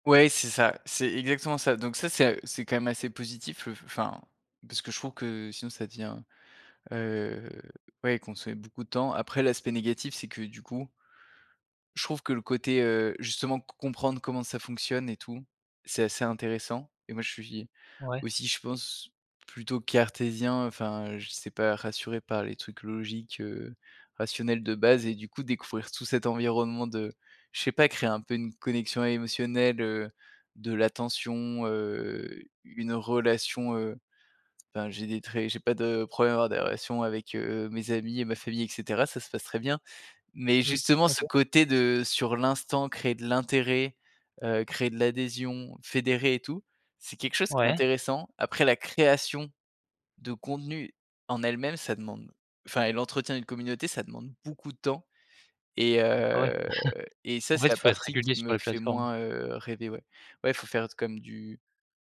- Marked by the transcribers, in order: tapping; stressed: "beaucoup"; drawn out: "heu"; chuckle
- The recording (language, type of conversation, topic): French, podcast, Comment un créateur construit-il une vraie communauté fidèle ?